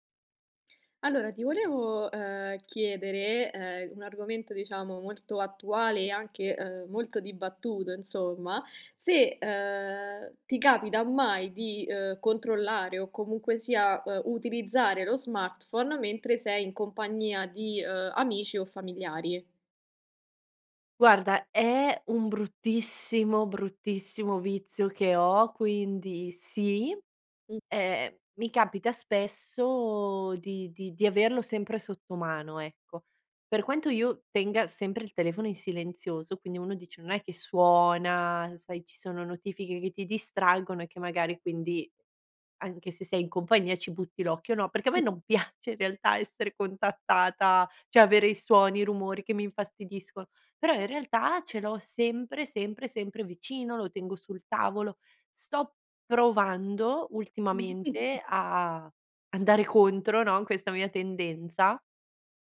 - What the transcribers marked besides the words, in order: other background noise; laughing while speaking: "piace in realtà essere contattata"; chuckle
- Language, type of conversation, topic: Italian, podcast, Ti capita mai di controllare lo smartphone mentre sei con amici o famiglia?